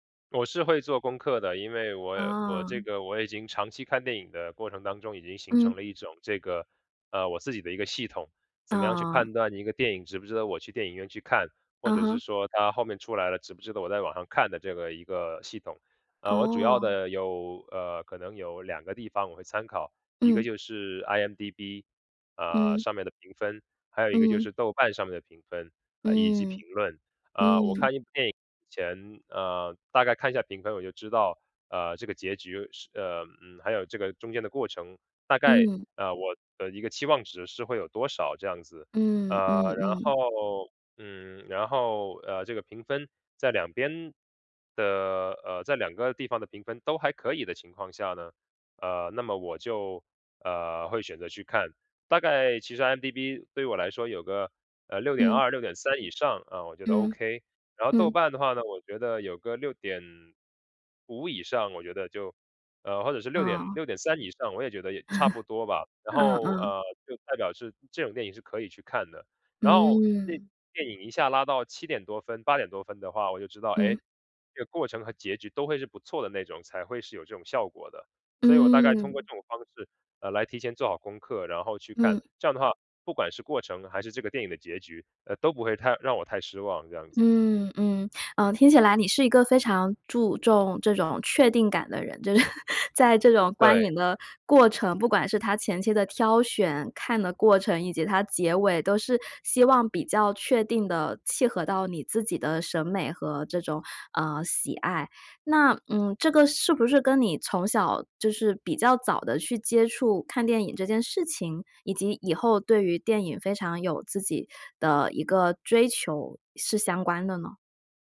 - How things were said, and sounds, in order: other background noise; chuckle; laughing while speaking: "就是"; chuckle
- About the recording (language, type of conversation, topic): Chinese, podcast, 电影的结局真的那么重要吗？